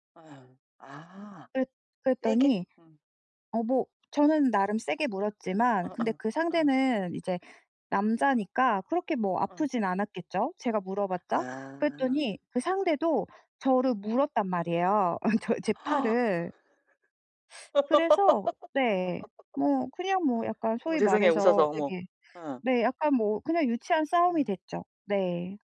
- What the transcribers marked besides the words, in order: laughing while speaking: "어 저의"; gasp; laugh; tapping
- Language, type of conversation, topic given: Korean, advice, 충동과 갈망을 더 잘 알아차리려면 어떻게 해야 할까요?